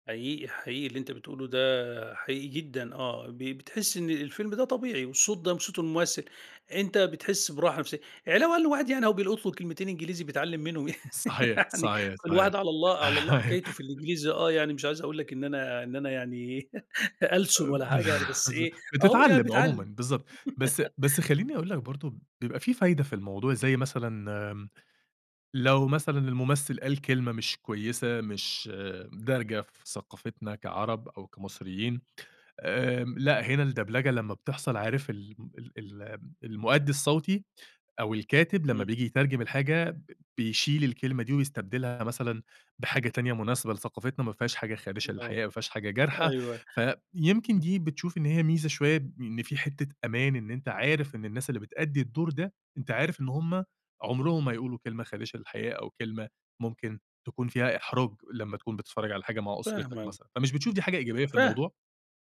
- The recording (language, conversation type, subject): Arabic, podcast, إيه رأيك في دبلجة الأفلام للّغة العربية؟
- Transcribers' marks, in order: laugh; laughing while speaking: "أيوه"; chuckle; laugh